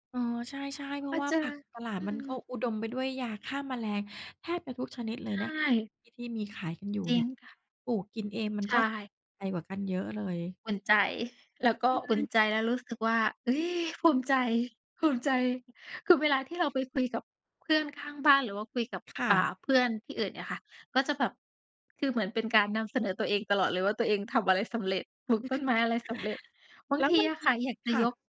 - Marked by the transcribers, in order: chuckle; other noise; chuckle
- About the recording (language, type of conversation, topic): Thai, podcast, จะทำสวนครัวเล็กๆ บนระเบียงให้ปลูกแล้วเวิร์กต้องเริ่มยังไง?